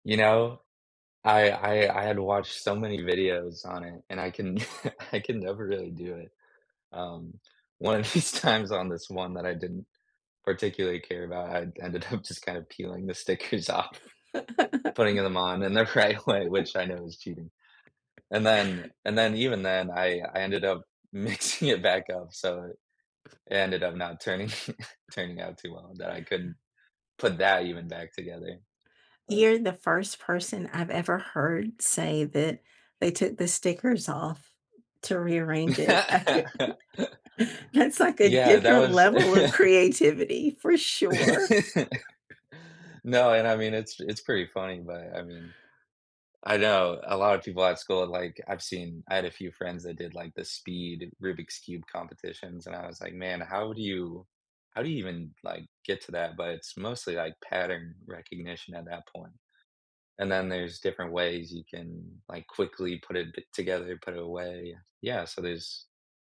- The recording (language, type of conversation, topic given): English, unstructured, If you had a free afternoon, which childhood hobby would you revisit, and what memories would it bring?
- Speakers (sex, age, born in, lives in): female, 55-59, United States, United States; male, 20-24, United States, United States
- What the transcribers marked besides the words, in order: laugh; other background noise; laughing while speaking: "of these times"; laughing while speaking: "up"; laughing while speaking: "stickers off"; laugh; laughing while speaking: "right way"; laughing while speaking: "mixing"; laughing while speaking: "turning"; laugh; laugh; chuckle; laugh; chuckle